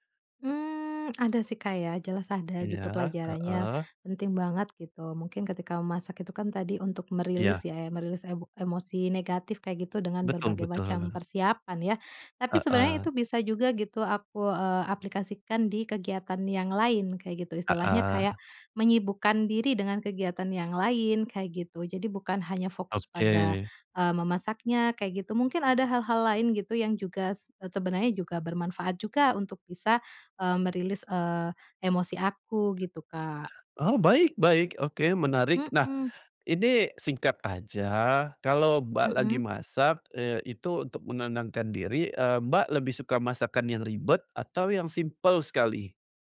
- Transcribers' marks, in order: other background noise; tapping
- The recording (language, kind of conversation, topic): Indonesian, podcast, Bagaimana kamu menenangkan diri lewat memasak saat menjalani hari yang berat?